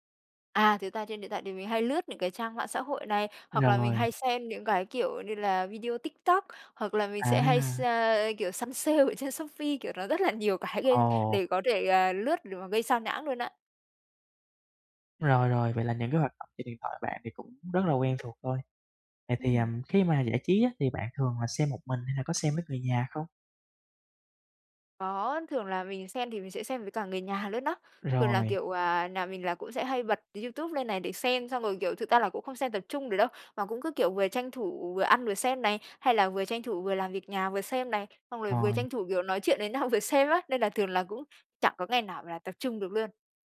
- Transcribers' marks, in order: laughing while speaking: "sale ở trên"; laughing while speaking: "rất là nhiều"; laughing while speaking: "nhau vừa"
- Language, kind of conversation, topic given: Vietnamese, advice, Làm sao để tránh bị xao nhãng khi xem phim hoặc nghe nhạc ở nhà?